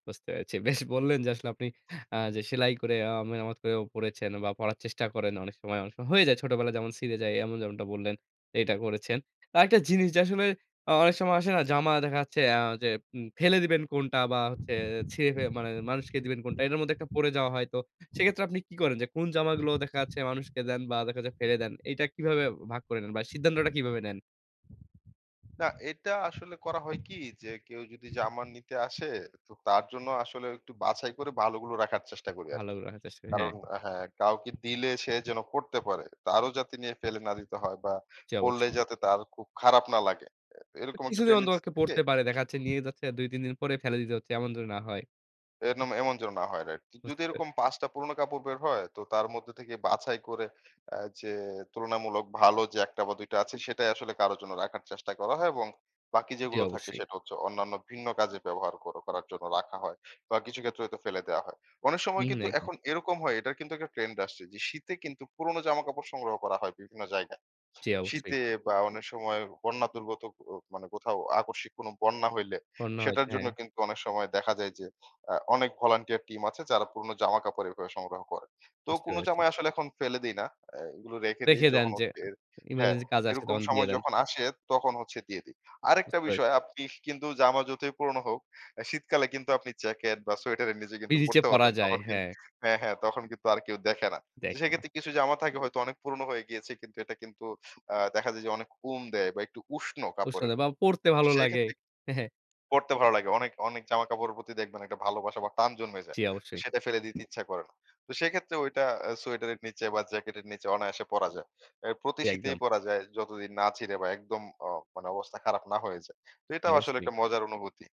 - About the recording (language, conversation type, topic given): Bengali, podcast, পুরোনো জামা আপনি কীভাবে কাজে লাগান?
- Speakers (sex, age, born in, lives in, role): male, 25-29, Bangladesh, Bangladesh, guest; male, 25-29, Bangladesh, Bangladesh, host
- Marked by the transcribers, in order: tapping; other background noise; wind; in English: "tendency"; in English: "volunteer team"; unintelligible speech; chuckle